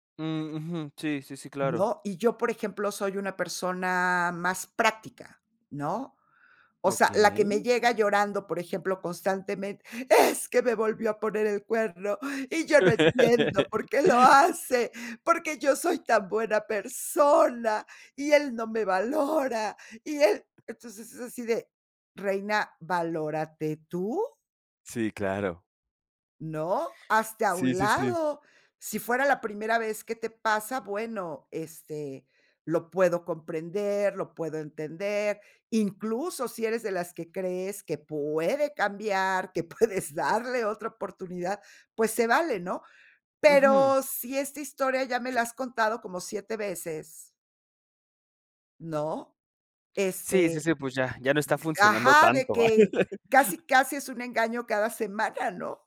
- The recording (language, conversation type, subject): Spanish, podcast, ¿Por qué crees que ciertas historias conectan con la gente?
- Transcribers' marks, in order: laugh; laughing while speaking: "puedes"; other background noise; laugh